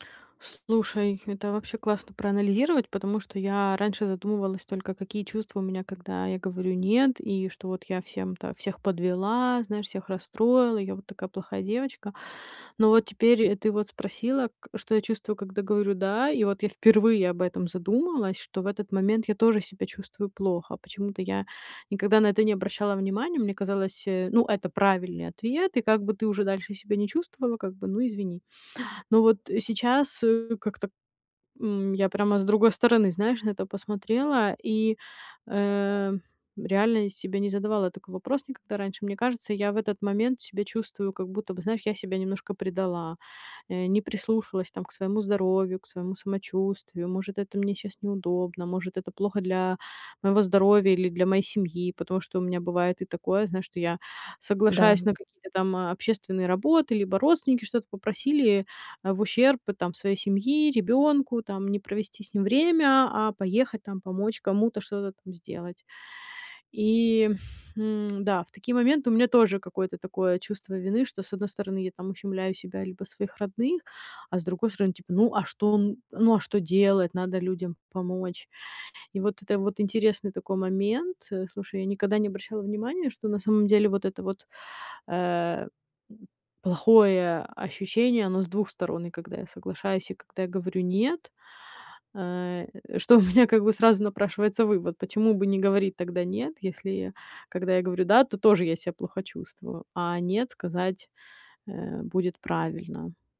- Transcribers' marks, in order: other background noise; laughing while speaking: "что у меня"
- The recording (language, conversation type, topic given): Russian, advice, Почему мне трудно говорить «нет» из-за желания угодить другим?